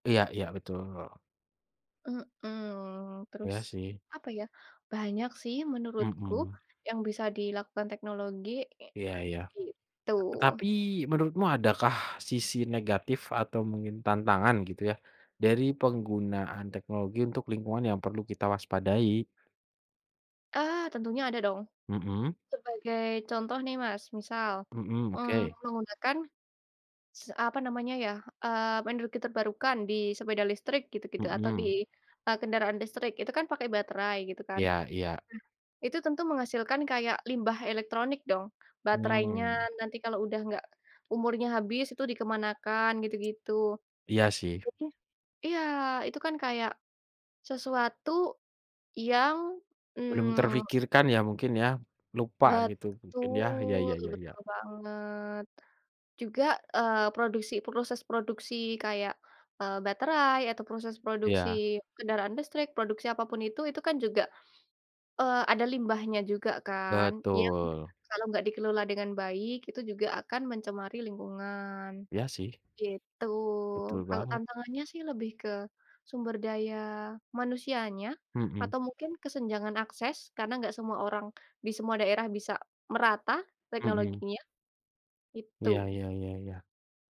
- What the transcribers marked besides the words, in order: tapping; other background noise
- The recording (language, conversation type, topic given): Indonesian, unstructured, Bagaimana peran teknologi dalam menjaga kelestarian lingkungan saat ini?